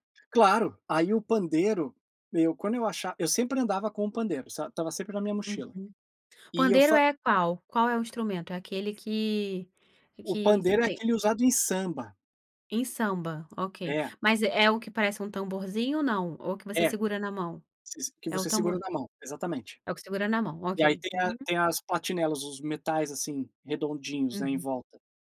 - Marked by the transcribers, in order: none
- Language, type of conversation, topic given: Portuguese, podcast, Você já foi convidado para a casa de um morador local? Como foi?